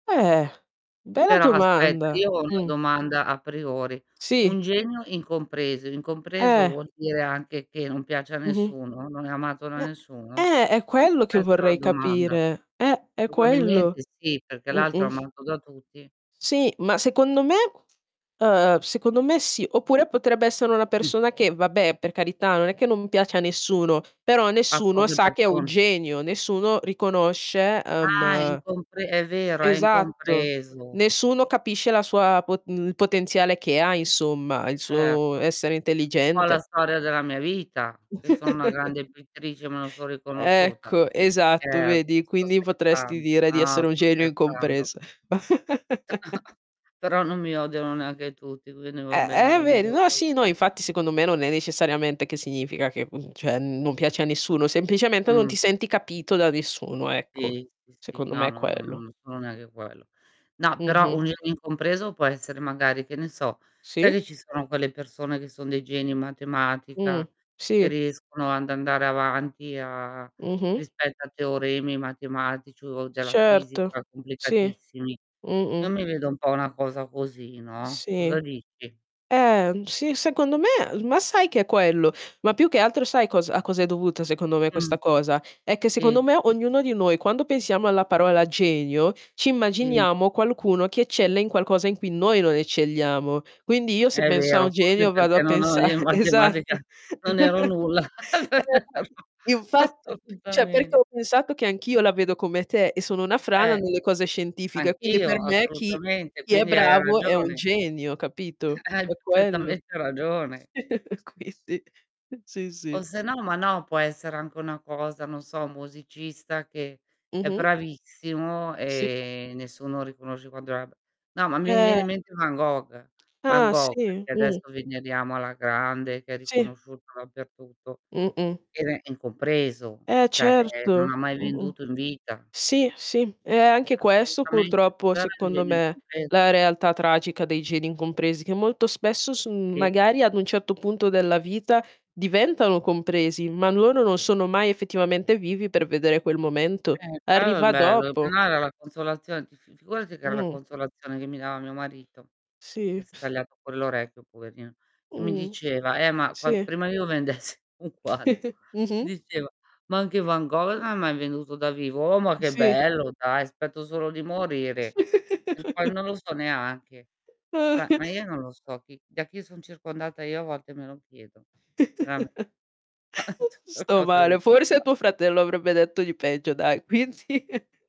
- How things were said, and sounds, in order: distorted speech; tapping; other background noise; static; chuckle; chuckle; unintelligible speech; "cioè" said as "ceh"; "Sì" said as "tì"; "ad" said as "and"; chuckle; laugh; unintelligible speech; laughing while speaking: "assolutamen"; chuckle; unintelligible speech; "cioè" said as "ceh"; chuckle; laughing while speaking: "Quindi"; drawn out: "e"; "cioè" said as "ceh"; unintelligible speech; chuckle; laughing while speaking: "vendessi un quadro"; laugh; chuckle; "cioè" said as "ceh"; chuckle; chuckle; unintelligible speech; laughing while speaking: "Quindi"
- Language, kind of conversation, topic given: Italian, unstructured, Preferiresti essere un genio incompreso o una persona comune amata da tutti?